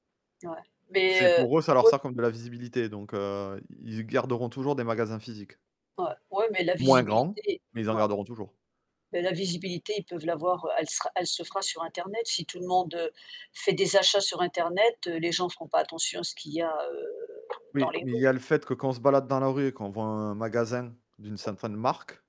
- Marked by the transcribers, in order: unintelligible speech; static; tapping; distorted speech; other background noise
- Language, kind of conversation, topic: French, unstructured, Préféreriez-vous ne jamais avoir besoin de dormir ou ne jamais avoir besoin de manger ?